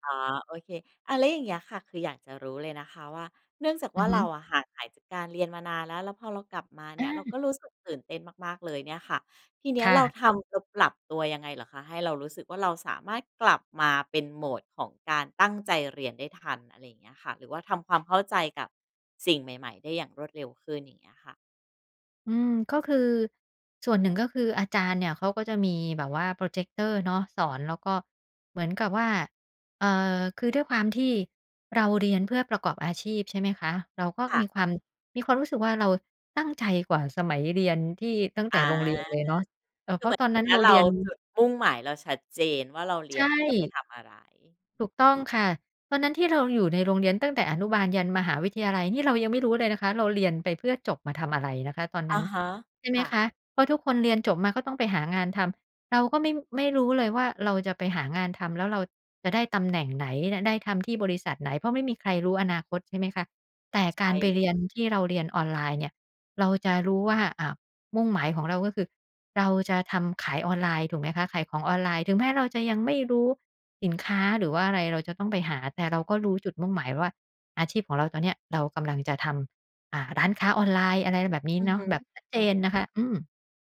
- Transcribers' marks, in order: none
- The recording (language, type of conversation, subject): Thai, podcast, เล่าเรื่องวันที่การเรียนทำให้คุณตื่นเต้นที่สุดได้ไหม?